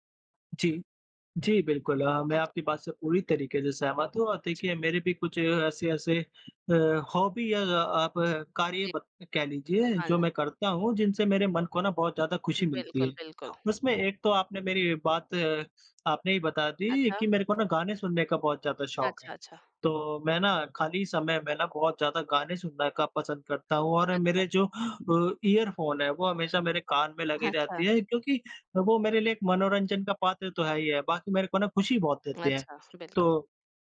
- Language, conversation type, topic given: Hindi, unstructured, आपकी ज़िंदगी में कौन-सी छोटी-छोटी बातें आपको खुशी देती हैं?
- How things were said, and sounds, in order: in English: "हॉबी"